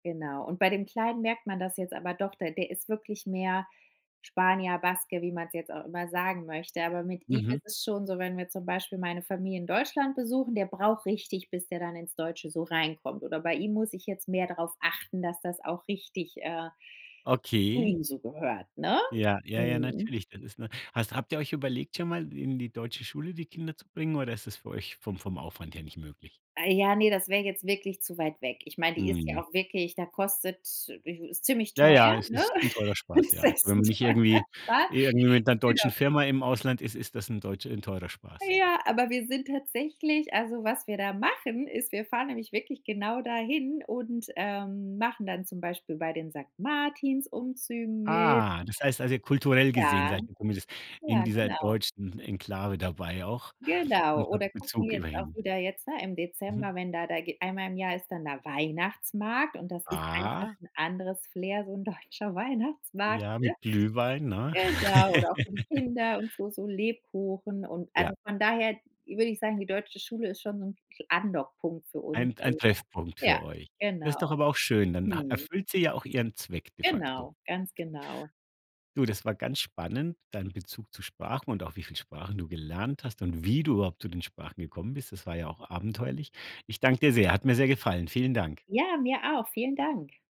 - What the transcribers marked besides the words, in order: laugh; unintelligible speech; joyful: "Ja"; drawn out: "Ah"; laughing while speaking: "deutscher Weihnachtsmarkt"; laugh; unintelligible speech; stressed: "wie"
- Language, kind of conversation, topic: German, podcast, Was bedeutet es für dich, mehrere Sprachen zu können?